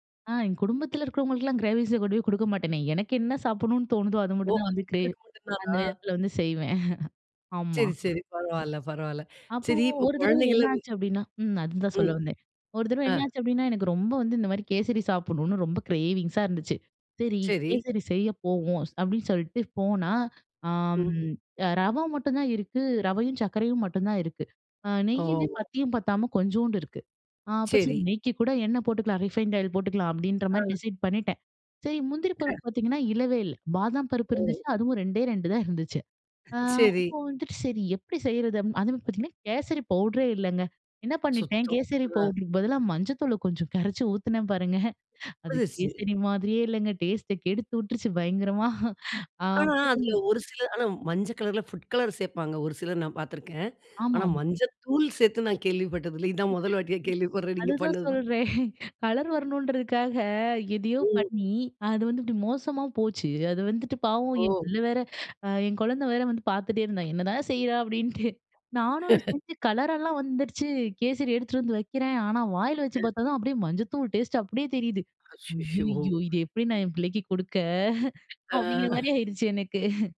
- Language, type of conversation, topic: Tamil, podcast, உணவுக்கான ஆசை வந்தால் அது உண்மையான பசியா இல்லையா என்பதை உடலின் அறிகுறிகளை வைத்து எப்படித் தெரிந்துகொள்வீர்கள்?
- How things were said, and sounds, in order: in English: "கிரேவிங்ஸ"; laugh; in English: "க்ரேவிங்ஸா"; in English: "டிசைட்"; other noise; laughing while speaking: "கரச்சி ஊத்துனுனேன் பாருங்க"; laughing while speaking: "பயங்கரமா!"; laughing while speaking: "இதுதான் முதல் வாட்டியா கேள்விப்படுறேன் நீங்க பண்ணதுதான்"; laughing while speaking: "சொல்றேன்"; laugh; chuckle; laughing while speaking: "அப்பிடிங்கிற மாரி ஆயிருச்சு, எனக்கு"; chuckle